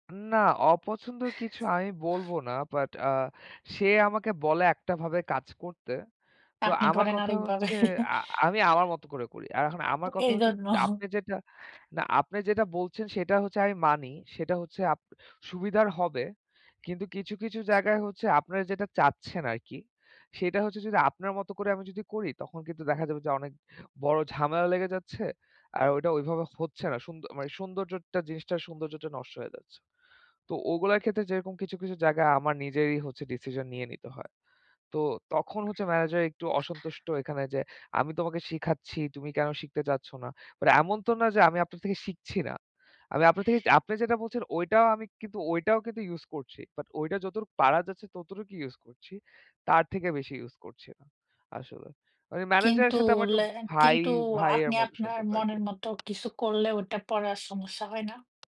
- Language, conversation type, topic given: Bengali, unstructured, আপনার কাজের পরিবেশ কেমন লাগে?
- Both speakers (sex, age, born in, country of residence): female, 25-29, United States, United States; male, 25-29, Bangladesh, Bangladesh
- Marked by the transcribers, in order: chuckle; other background noise; laughing while speaking: "তো এইজন্য"; "সৌন্দর্যটা" said as "সৌন্দর্যটটা"; tapping